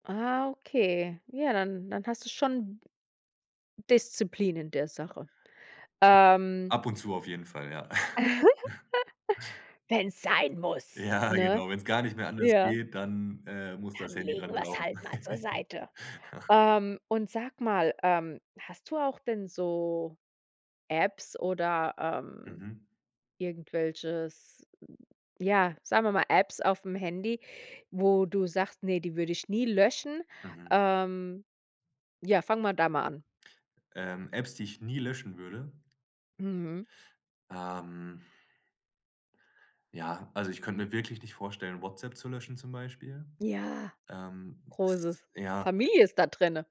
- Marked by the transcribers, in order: other background noise; chuckle; laugh; put-on voice: "Wenn es sein muss"; laughing while speaking: "Ja"; put-on voice: "Dann legen wir es halt mal zur Seite"; laugh; stressed: "Ja"
- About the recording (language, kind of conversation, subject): German, podcast, Wie gehst du mit ständigen Smartphone-Ablenkungen um?
- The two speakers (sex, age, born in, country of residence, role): female, 35-39, Germany, United States, host; male, 25-29, Germany, Germany, guest